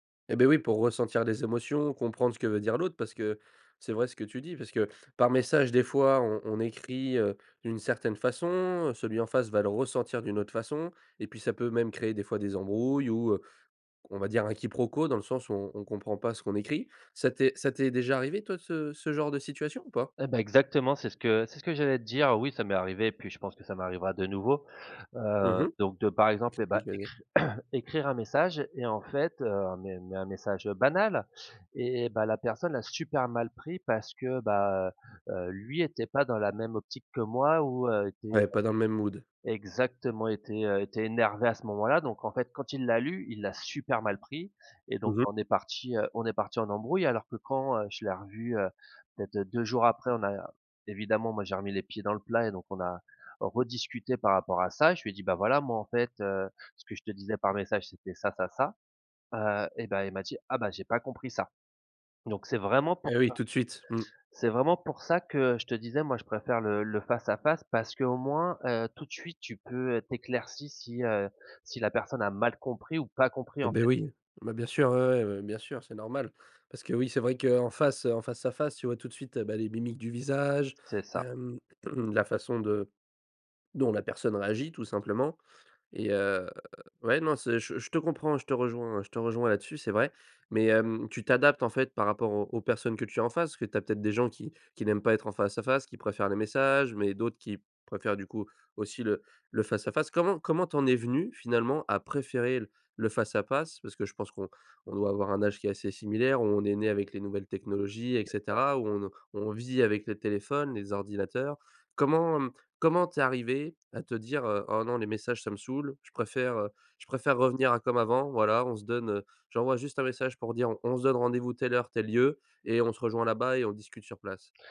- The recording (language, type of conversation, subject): French, podcast, Tu préfères parler en face ou par message, et pourquoi ?
- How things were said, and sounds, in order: unintelligible speech; throat clearing; in English: "mood"; throat clearing; drawn out: "heu"